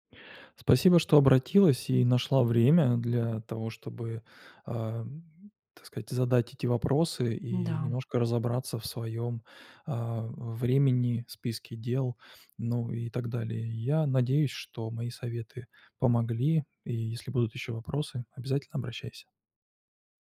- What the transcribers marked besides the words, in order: none
- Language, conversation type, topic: Russian, advice, Как мне избегать траты времени на неважные дела?